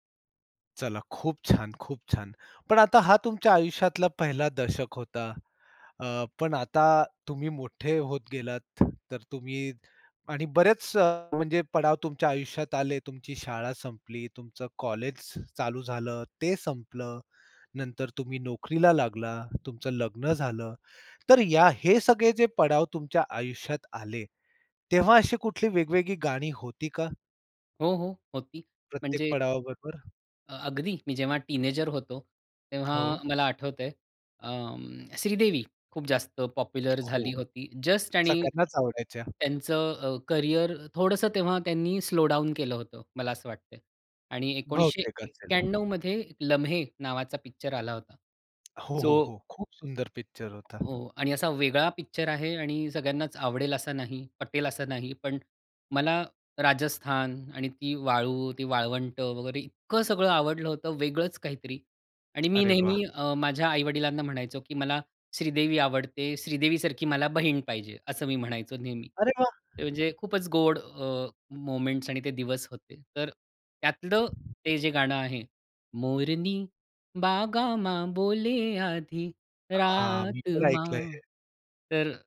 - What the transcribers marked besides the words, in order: other background noise; tapping; unintelligible speech; in English: "स्लो डाऊन"; wind; in English: "मोमेंट्स"; singing: "मोरनी बागां मां बोले, आधी रात मां"; in Hindi: "मोरनी बागां मां बोले, आधी रात मां"
- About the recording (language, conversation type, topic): Marathi, podcast, तुझ्या आयुष्यातल्या प्रत्येक दशकाचं प्रतिनिधित्व करणारे एक-एक गाणं निवडायचं झालं, तर तू कोणती गाणी निवडशील?